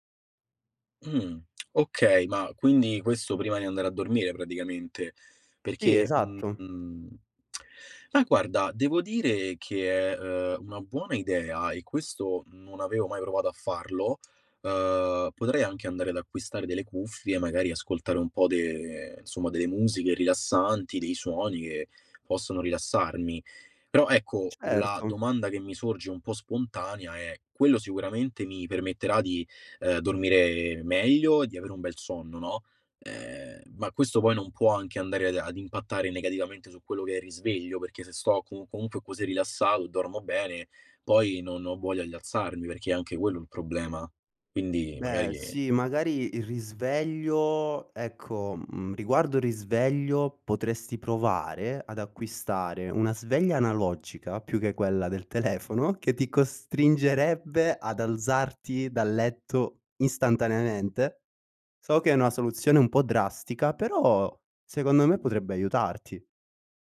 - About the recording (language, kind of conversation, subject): Italian, advice, Come posso superare le difficoltà nel svegliarmi presto e mantenere una routine mattutina costante?
- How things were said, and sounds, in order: tongue click; tongue click